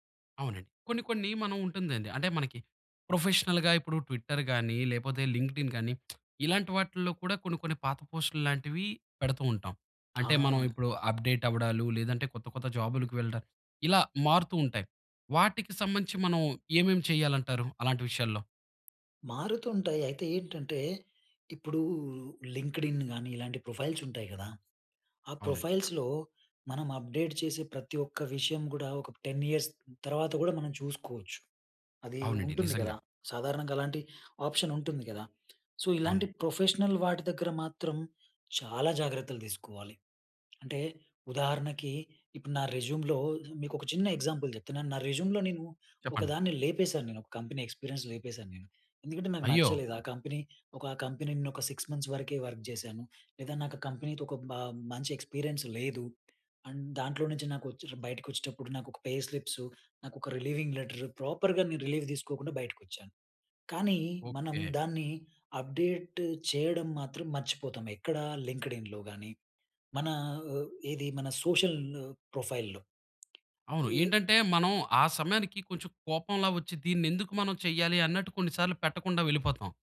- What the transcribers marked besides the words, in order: in English: "ప్రొఫెషనల్‌గా"; in English: "ట్విట్టర్"; in English: "లింక్డ్‌ఇన్"; lip smack; tapping; in English: "అప్‌డేట్"; in English: "లింక్డ్ఇన్"; in English: "ప్రొఫైల్స్"; in English: "ప్రొఫైల్స్‌లో"; in English: "అప్డేట్"; in English: "టెన్ ఇయర్స్"; in English: "ఆప్షన్"; in English: "సో"; in English: "ప్రొఫెషనల్"; in English: "రెజ్యూమ్‌లో"; in English: "ఎగ్జాంపుల్"; in English: "రెజ్యూమ్‌లో"; in English: "కంపెనీ ఎక్స్పీరియన్స్"; in English: "కంపెనీ"; in English: "కంపెనీ"; in English: "సిక్స్ మంత్స్"; in English: "వర్క్"; in English: "కంపెనీ‌తో"; in English: "ఎక్స్పీరియన్స్"; in English: "అండ్"; in English: "రిలీవింగ్ లెటర్, ప్రోపర్‌గా"; in English: "రిలీవ్"; in English: "అప్డేట్"; in English: "లింక్డ్ ఇన్‌లో"; in English: "సోషల్ న్ ప్రొఫైల్‌లో"
- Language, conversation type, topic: Telugu, podcast, పాత పోస్టులను తొలగించాలా లేదా దాచివేయాలా అనే విషయంలో మీ అభిప్రాయం ఏమిటి?